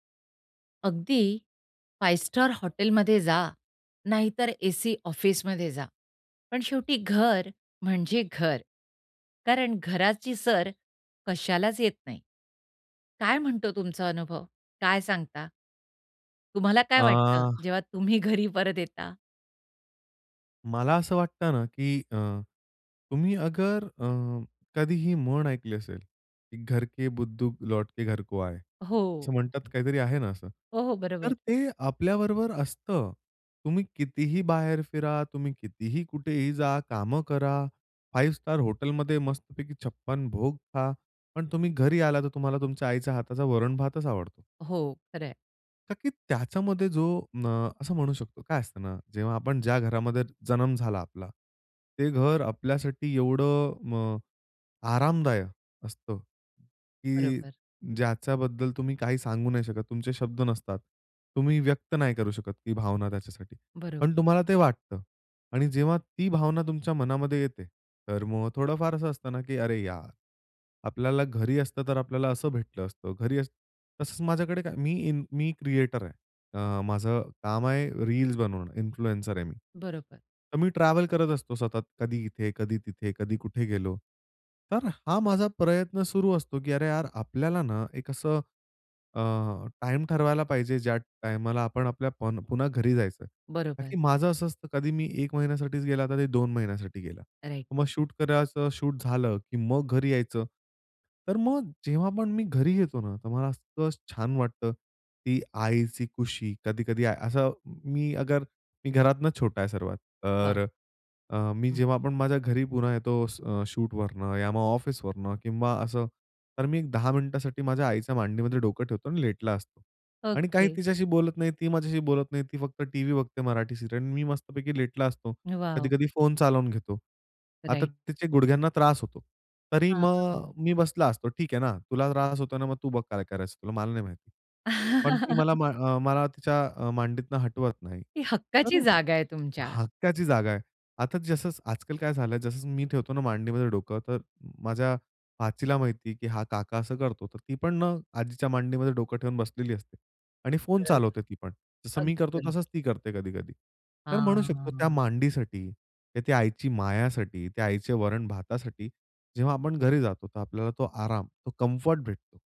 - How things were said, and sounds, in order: drawn out: "आ"; laughing while speaking: "घरी परत येता?"; other background noise; in Hindi: "घर के बुद्धू लौट के घर को आए"; tapping; in English: "इन्फ्लुएन्सर"; in English: "शूट"; in English: "शूट"; in English: "शूटवरनं"; in English: "राइट"; unintelligible speech; chuckle; unintelligible speech; drawn out: "हां"
- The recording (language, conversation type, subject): Marathi, podcast, घराबाहेरून येताना तुम्हाला घरातला उबदारपणा कसा जाणवतो?